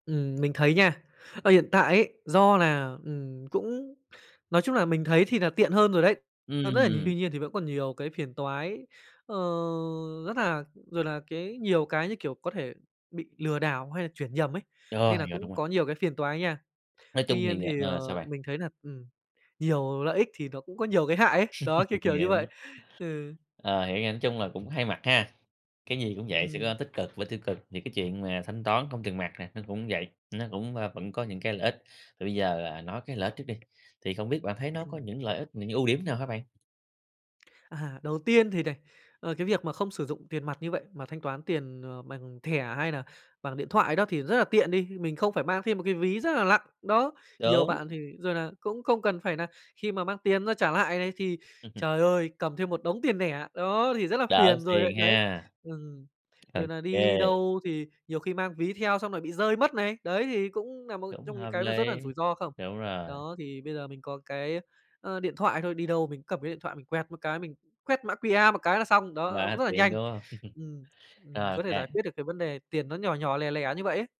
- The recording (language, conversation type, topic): Vietnamese, podcast, Thanh toán không tiền mặt ở Việt Nam hiện nay tiện hơn hay gây phiền toái hơn, bạn nghĩ sao?
- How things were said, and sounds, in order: laugh; tapping; other background noise; laughing while speaking: "À"; "này" said as "lày"; in English: "Q-R"; laugh